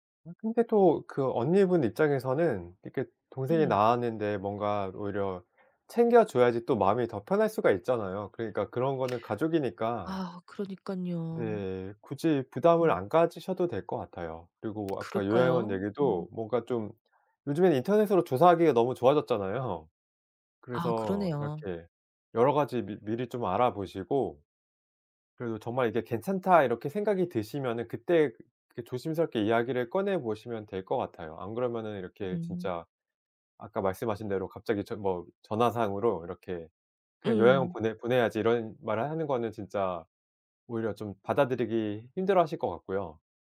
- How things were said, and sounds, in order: other background noise
- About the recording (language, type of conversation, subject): Korean, advice, 가족 돌봄 책임에 대해 어떤 점이 가장 고민되시나요?